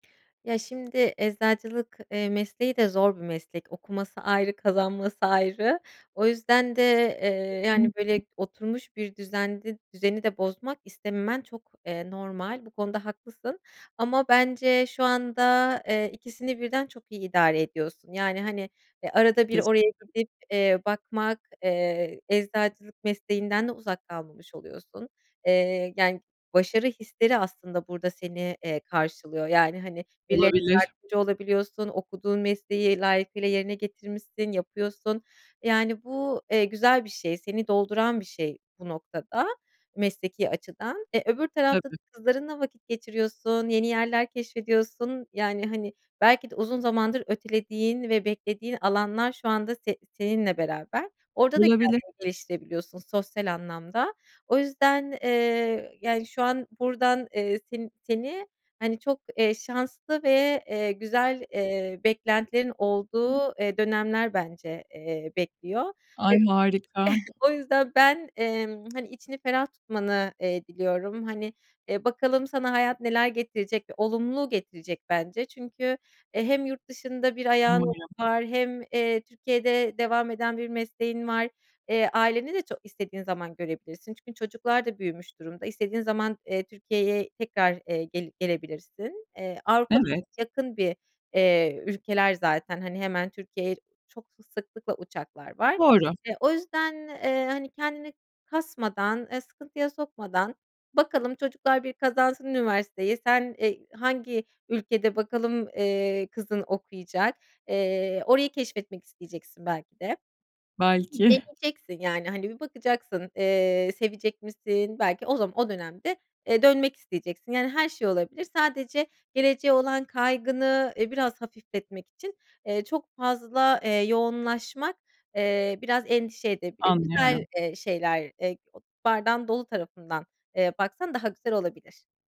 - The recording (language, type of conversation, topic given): Turkish, advice, İşe dönmeyi düşündüğünüzde, işe geri dönme kaygınız ve daha yavaş bir tempoda ilerleme ihtiyacınızla ilgili neler hissediyorsunuz?
- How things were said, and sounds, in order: other background noise; unintelligible speech; unintelligible speech; unintelligible speech; chuckle; lip smack; unintelligible speech; laughing while speaking: "Belki"